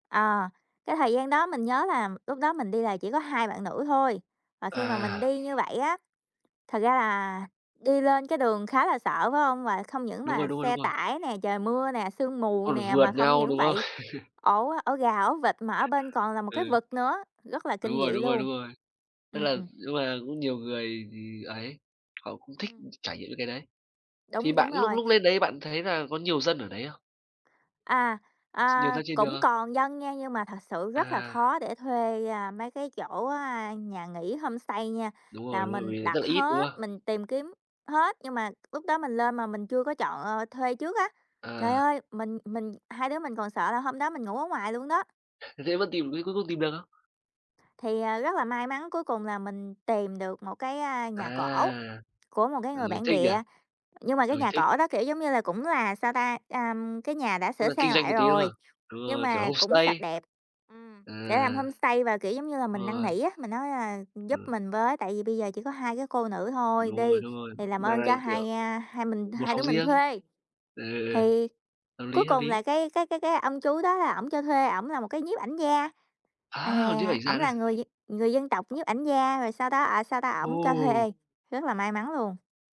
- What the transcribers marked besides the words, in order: tapping; other background noise; chuckle; in English: "homestay"; in English: "homestay"; in English: "homestay"
- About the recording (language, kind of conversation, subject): Vietnamese, unstructured, Bạn nghĩ gì về việc du lịch khiến người dân địa phương bị đẩy ra khỏi nhà?